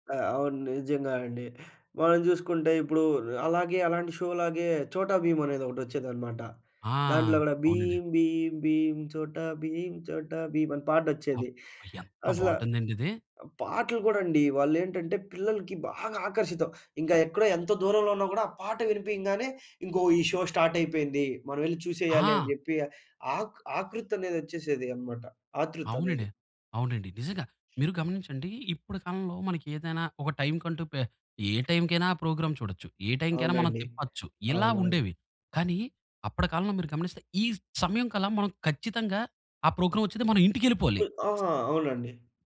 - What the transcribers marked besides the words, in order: in English: "షోలాగే"; singing: "భీం భీం భీం, చోటా భీం చోటా భీమ్"; in English: "షో స్టార్ట్"; in English: "ప్రోగ్రామ్"; in English: "ప్రోగ్రామ్"; other noise; lip smack
- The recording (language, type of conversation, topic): Telugu, podcast, చిన్నప్పట్లో మీకు అత్యంత ఇష్టమైన టెలివిజన్ కార్యక్రమం ఏది?